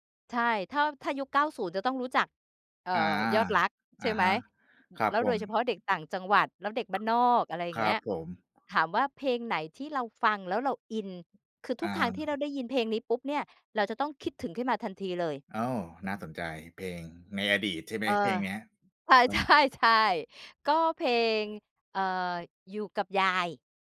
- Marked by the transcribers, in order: laughing while speaking: "ใช่"
- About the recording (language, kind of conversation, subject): Thai, podcast, เพลงแรกที่คุณจำได้คือเพลงอะไร เล่าให้ฟังหน่อยได้ไหม?